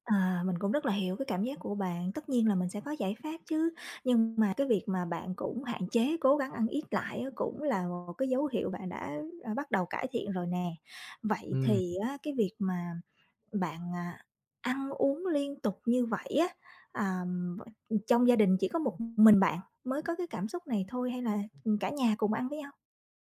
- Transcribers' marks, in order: tapping
- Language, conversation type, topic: Vietnamese, advice, Bạn thường ăn theo cảm xúc như thế nào khi buồn hoặc căng thẳng?